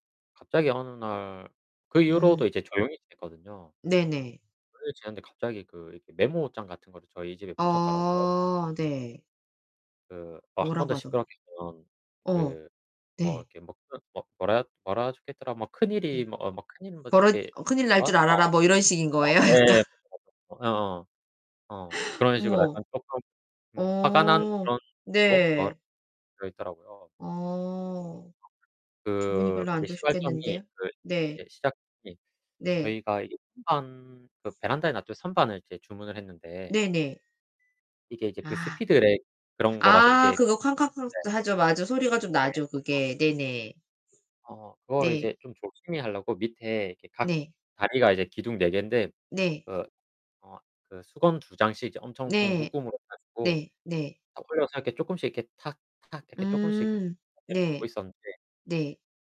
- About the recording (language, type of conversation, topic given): Korean, unstructured, 요즘 이웃 간 갈등이 자주 생기는 이유는 무엇이라고 생각하시나요?
- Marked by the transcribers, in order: static; distorted speech; other background noise; laughing while speaking: "약간"; unintelligible speech; gasp; unintelligible speech; alarm; in English: "speedrack"; unintelligible speech; tapping; unintelligible speech